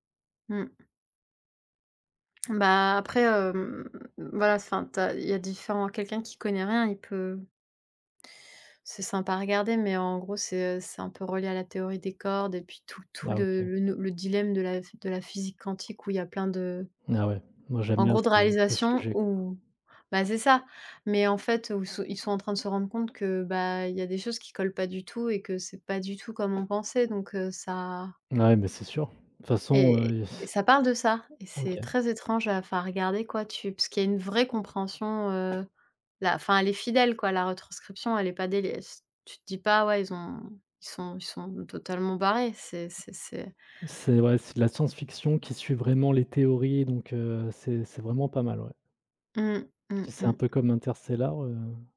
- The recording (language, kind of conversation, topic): French, unstructured, Pourquoi les films sont-ils importants dans notre culture ?
- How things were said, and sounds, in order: tapping; blowing; other background noise